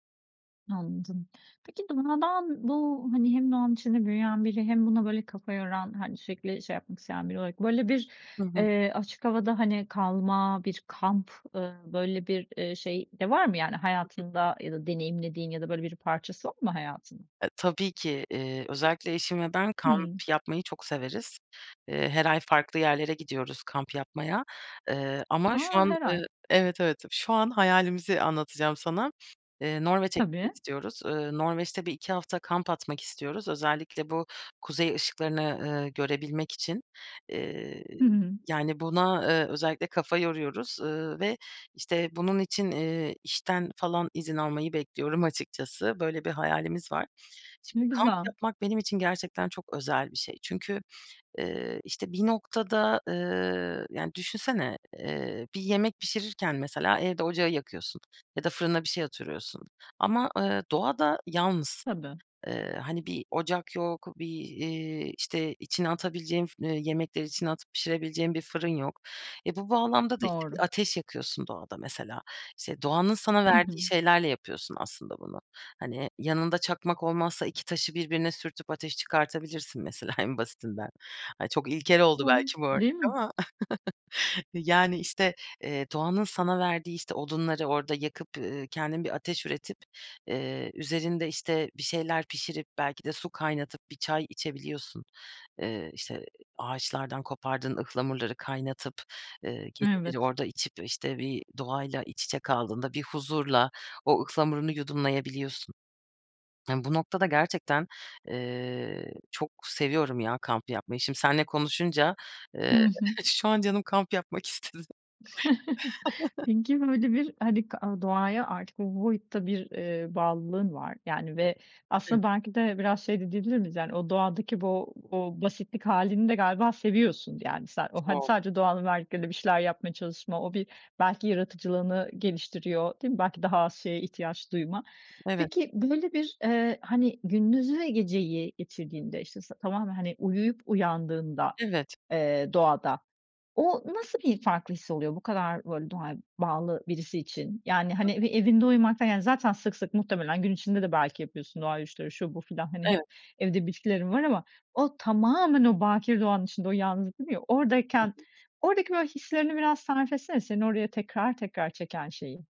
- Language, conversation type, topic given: Turkish, podcast, Doğa sana hangi hayat derslerini öğretmiş olabilir?
- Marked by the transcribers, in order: other background noise; unintelligible speech; tapping; "atıyorsun" said as "atırıyorsun"; unintelligible speech; laughing while speaking: "en basitinden"; chuckle; laughing while speaking: "şu an canım kamp yapmak istedi"; chuckle